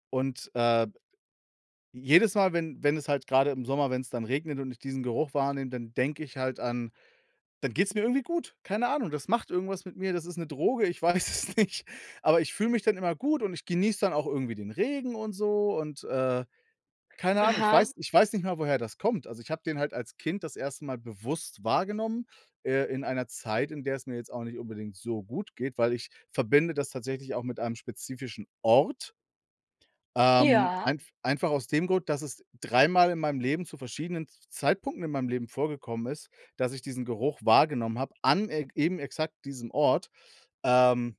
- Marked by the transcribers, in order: laughing while speaking: "weiß es nicht"
- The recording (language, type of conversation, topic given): German, unstructured, Gibt es einen Geruch, der dich sofort an deine Vergangenheit erinnert?